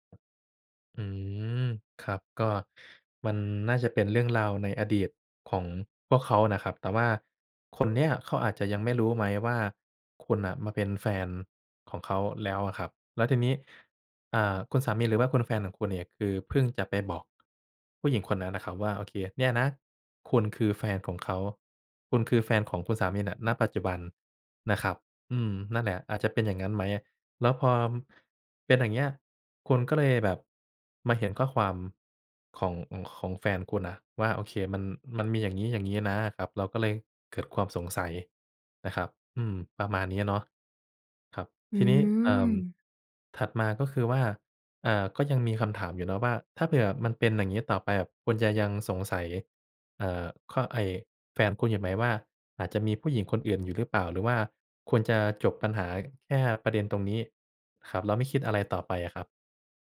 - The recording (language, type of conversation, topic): Thai, advice, คุณควรทำอย่างไรเมื่อรู้สึกไม่เชื่อใจหลังพบข้อความน่าสงสัย?
- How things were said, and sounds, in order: tapping